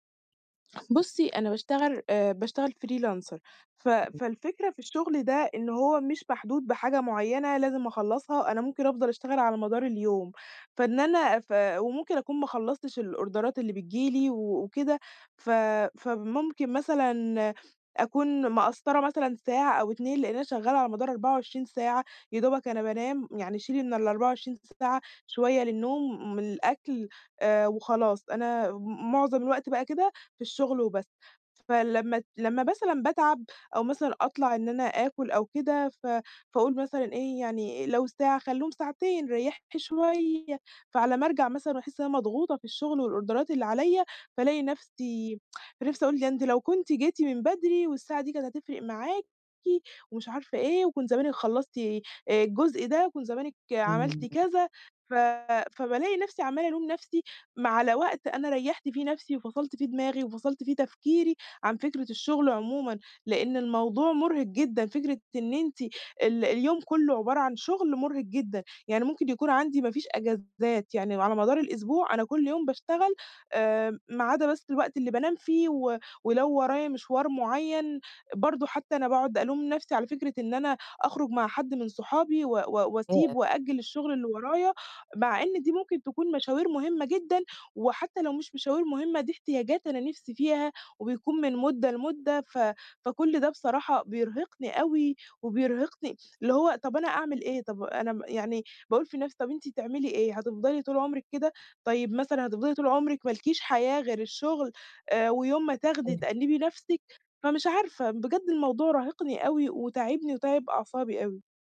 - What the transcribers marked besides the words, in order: other background noise; tapping; in English: "freelancer"; unintelligible speech; in English: "الأوردرات"; in English: "والأوردرات"; tsk
- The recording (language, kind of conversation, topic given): Arabic, advice, إزاي آخد بريكات قصيرة وفعّالة في الشغل من غير ما أحس بالذنب؟